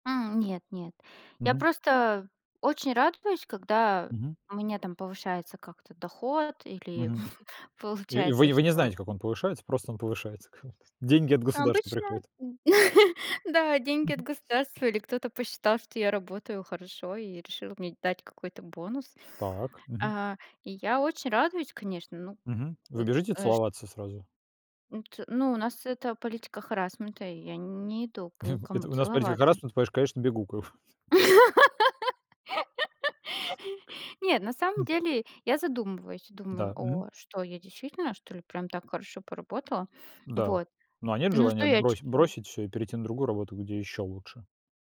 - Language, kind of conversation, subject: Russian, unstructured, Что вы чувствуете, когда достигаете финансовой цели?
- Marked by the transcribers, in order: chuckle; unintelligible speech; chuckle; tapping; chuckle; chuckle; laugh